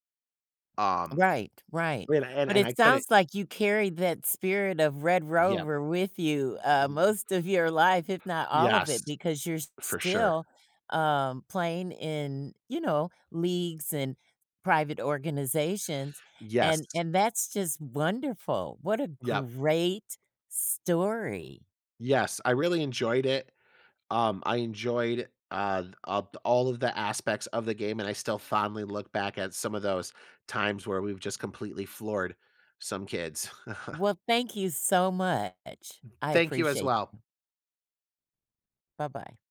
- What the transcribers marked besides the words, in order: tapping; unintelligible speech; other background noise; chuckle
- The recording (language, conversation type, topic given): English, podcast, How did childhood games shape who you are today?
- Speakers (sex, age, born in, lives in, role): female, 60-64, United States, United States, host; male, 35-39, United States, United States, guest